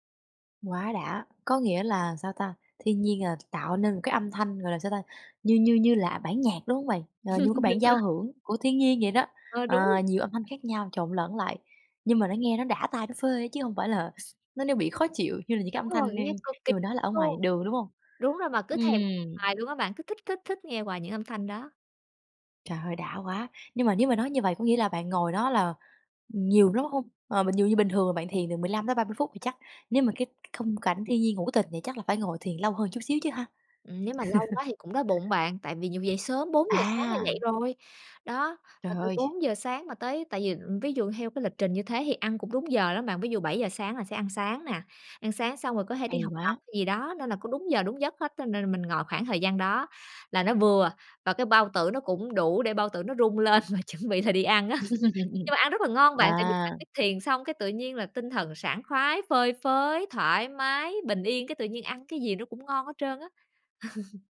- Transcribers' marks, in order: tapping; laugh; laughing while speaking: "Đúng rồi"; other background noise; laugh; laughing while speaking: "và chuẩn"; laugh; laugh
- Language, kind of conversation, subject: Vietnamese, podcast, Bạn có thể kể về một trải nghiệm thiền ngoài trời đáng nhớ của bạn không?